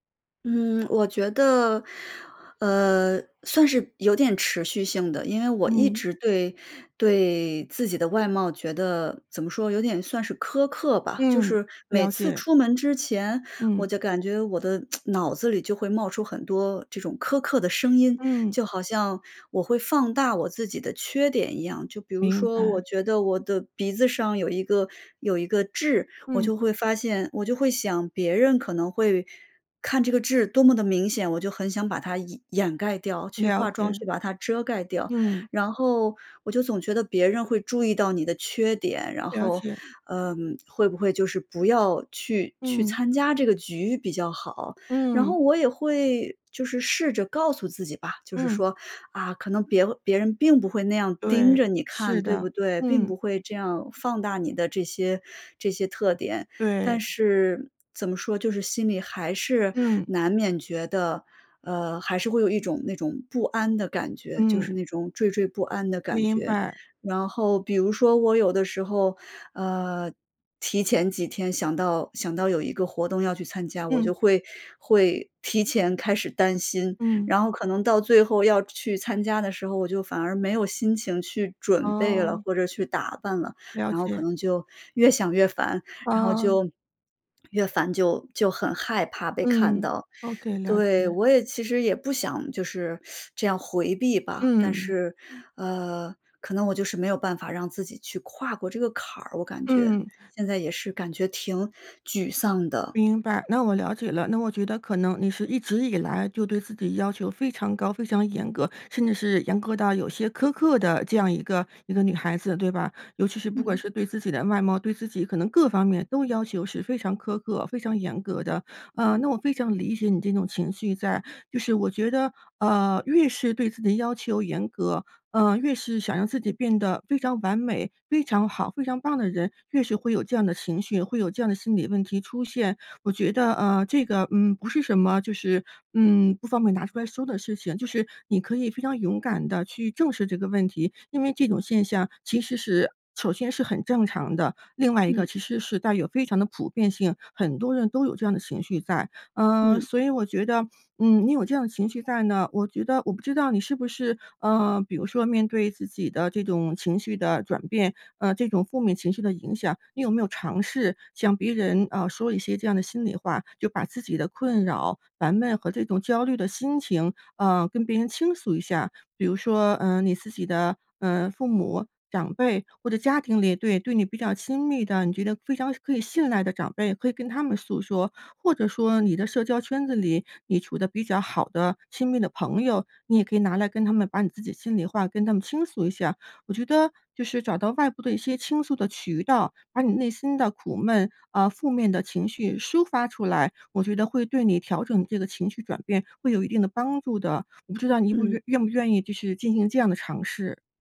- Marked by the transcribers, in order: tsk; swallow; teeth sucking
- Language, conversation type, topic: Chinese, advice, 你是否因为对外貌缺乏自信而回避社交活动？